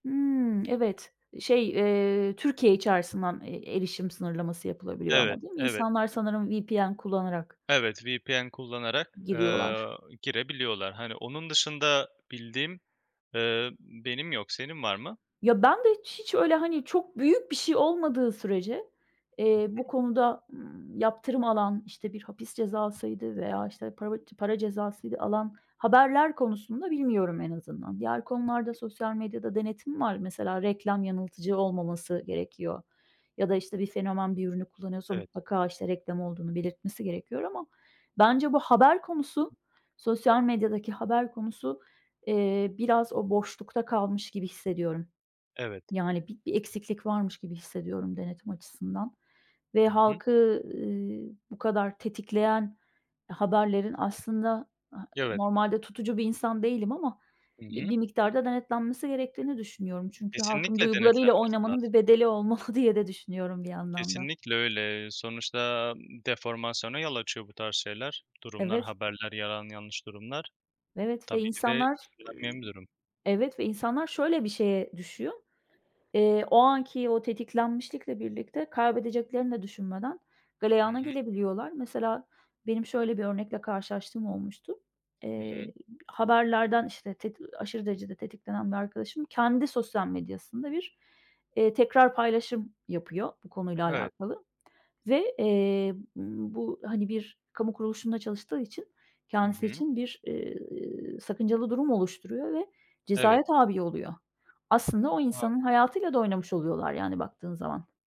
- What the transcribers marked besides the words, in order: other background noise; tapping; laughing while speaking: "olmalı"
- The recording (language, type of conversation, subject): Turkish, unstructured, Medya neden bazen toplumu kışkırtacak haberler yapar?